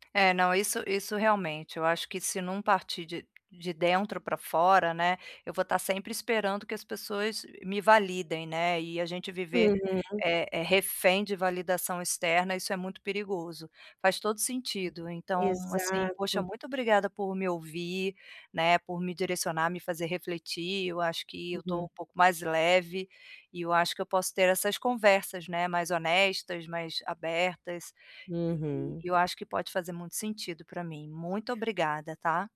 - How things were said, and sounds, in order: tapping
- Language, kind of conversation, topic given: Portuguese, advice, Como posso lidar com críticas sem perder a confiança em mim mesmo?